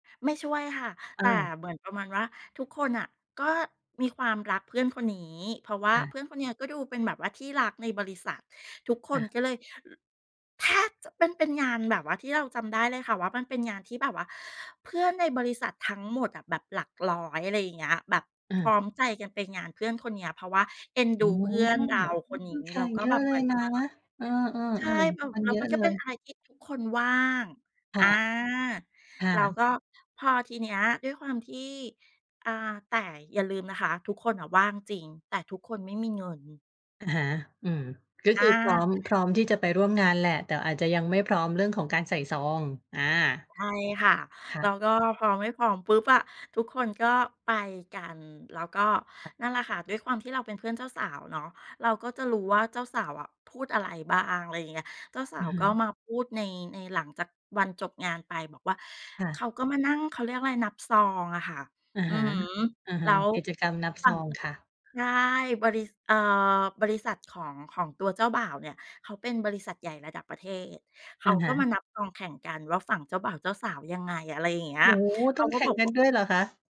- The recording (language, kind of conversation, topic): Thai, podcast, เคยรู้สึกแปลกแยกเพราะความแตกต่างทางวัฒนธรรมไหม?
- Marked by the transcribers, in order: other noise; other background noise; tapping